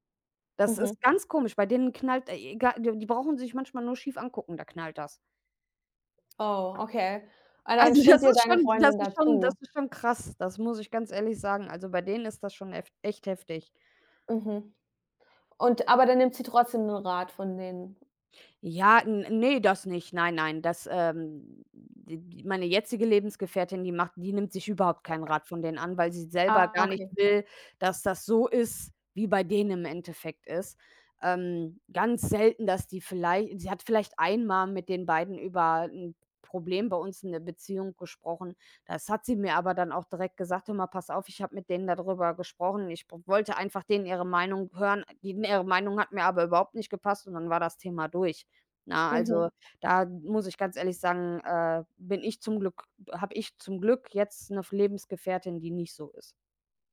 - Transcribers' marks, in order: other background noise; laughing while speaking: "Also das ist schon"
- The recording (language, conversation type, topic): German, unstructured, Wie kann man Vertrauen in einer Beziehung aufbauen?